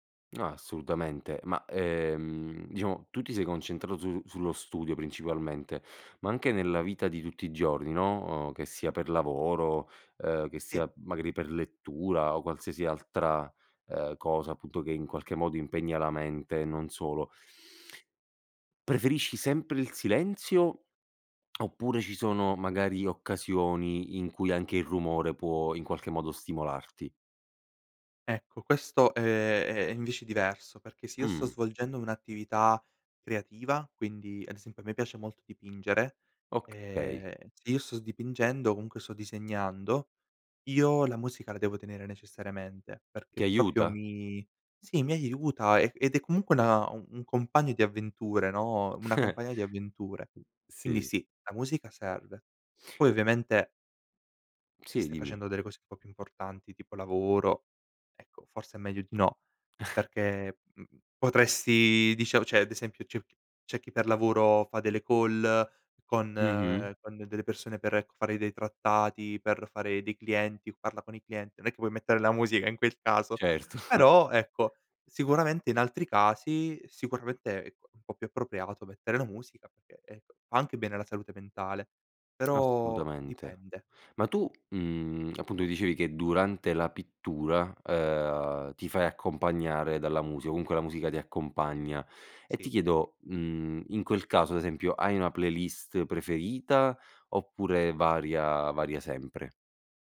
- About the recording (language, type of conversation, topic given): Italian, podcast, Che ambiente scegli per concentrarti: silenzio o rumore di fondo?
- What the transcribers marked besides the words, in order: tongue click; "proprio" said as "propio"; chuckle; tapping; chuckle; "cioè" said as "ceh"; chuckle; tsk